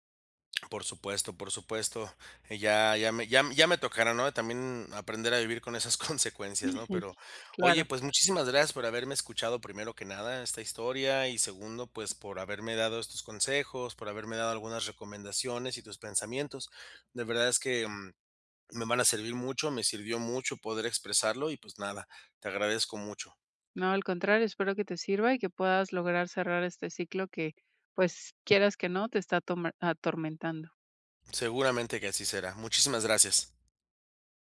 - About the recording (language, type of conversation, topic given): Spanish, advice, ¿Cómo puedo disculparme correctamente después de cometer un error?
- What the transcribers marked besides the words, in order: laughing while speaking: "consecuencias"; chuckle; other background noise